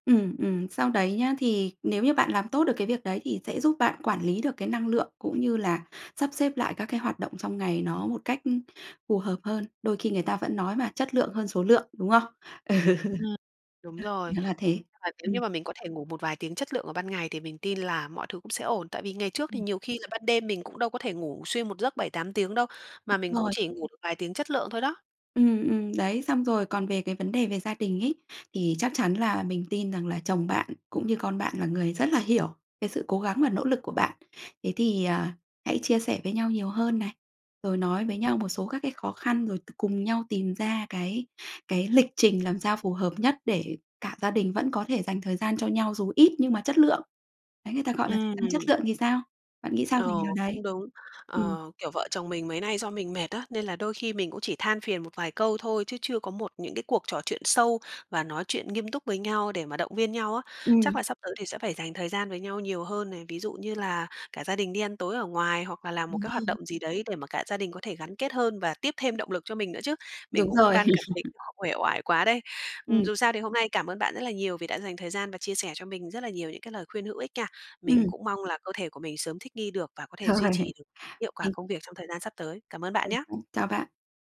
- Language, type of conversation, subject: Vietnamese, advice, Thay đổi lịch làm việc sang ca đêm ảnh hưởng thế nào đến giấc ngủ và gia đình bạn?
- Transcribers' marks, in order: tapping; laughing while speaking: "Ừ"; laugh; laughing while speaking: "Rồi"